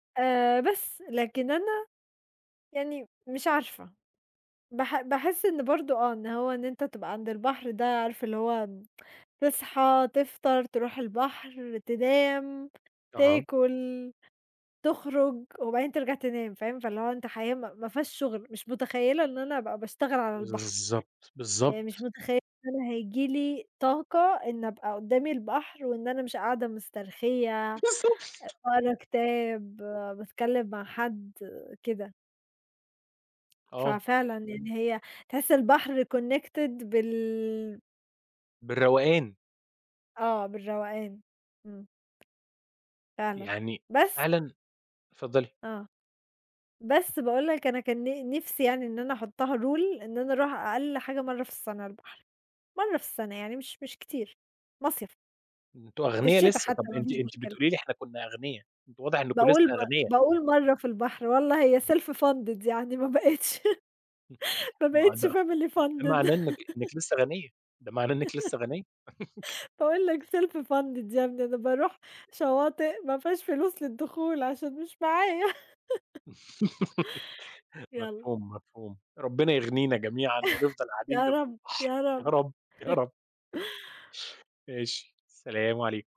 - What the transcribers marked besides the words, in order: laughing while speaking: "بالضبط"; other background noise; in English: "connected"; tapping; in English: "rule"; in English: "self funded"; laughing while speaking: "ما بقيتش ما بقيتش family funded"; chuckle; laugh; in English: "family funded"; giggle; laughing while speaking: "باقول لك self funded يا … عشان مش معايا"; in English: "self funded"; giggle; giggle; chuckle; laughing while speaking: "يا رب، يا رب"; laugh
- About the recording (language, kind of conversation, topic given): Arabic, unstructured, هل بتحب تقضي وقتك جنب البحر؟ ليه؟